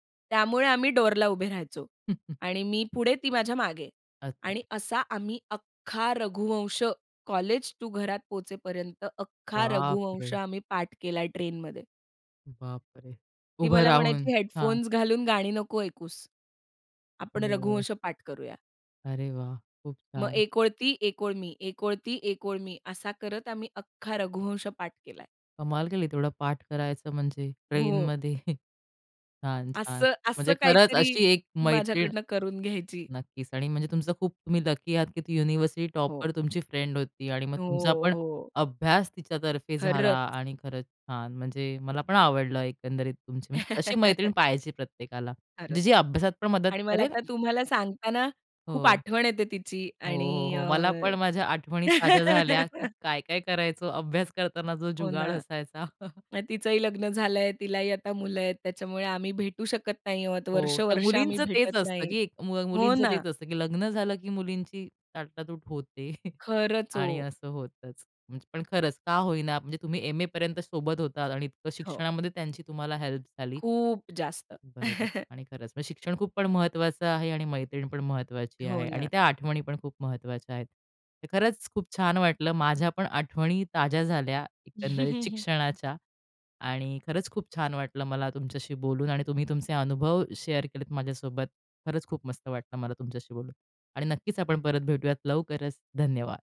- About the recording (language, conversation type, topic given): Marathi, podcast, शाळा किंवा महाविद्यालयातील कोणत्या आठवणीमुळे तुला शिकण्याची आवड निर्माण झाली?
- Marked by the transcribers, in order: in English: "डोअरला"; other background noise; surprised: "बापरे!"; chuckle; tapping; in English: "टॉपर"; laugh; laugh; laughing while speaking: "अभ्यास करताना, जो जुगाड असायचा"; chuckle; laughing while speaking: "होते"; chuckle; in English: "हेल्प"; chuckle; laugh; in English: "शेअर"